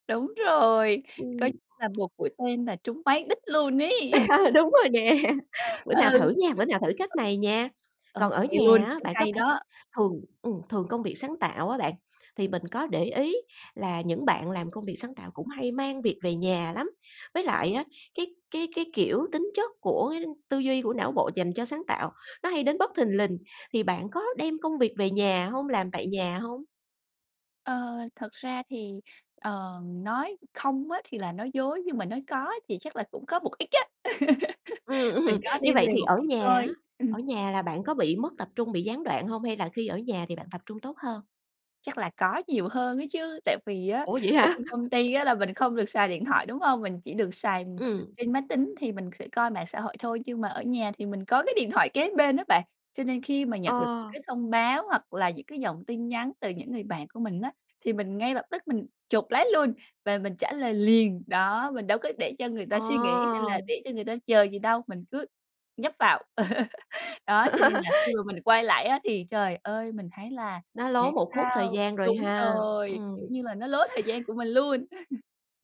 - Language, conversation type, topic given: Vietnamese, advice, Làm thế nào để bảo vệ thời gian làm việc sâu của bạn khỏi bị gián đoạn?
- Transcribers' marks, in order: tapping; laugh; laughing while speaking: "Đúng rồi nè"; laugh; laughing while speaking: "ừm"; laugh; chuckle